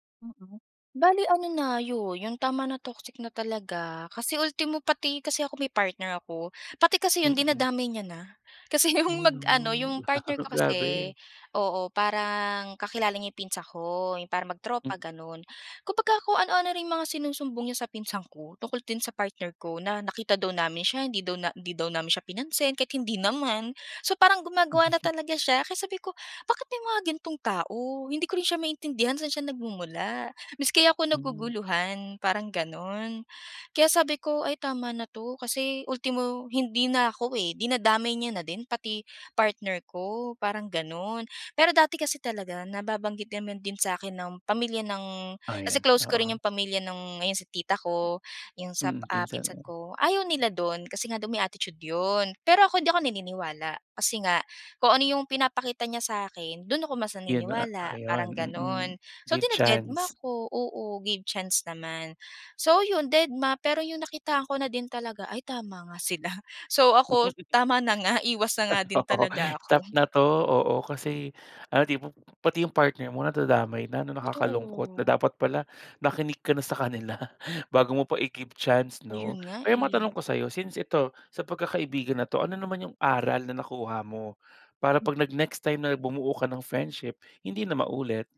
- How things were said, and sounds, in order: laughing while speaking: "yung"; chuckle; chuckle; laughing while speaking: "Oo"; chuckle
- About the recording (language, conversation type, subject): Filipino, podcast, Paano mo hinaharap ang takot na mawalan ng kaibigan kapag tapat ka?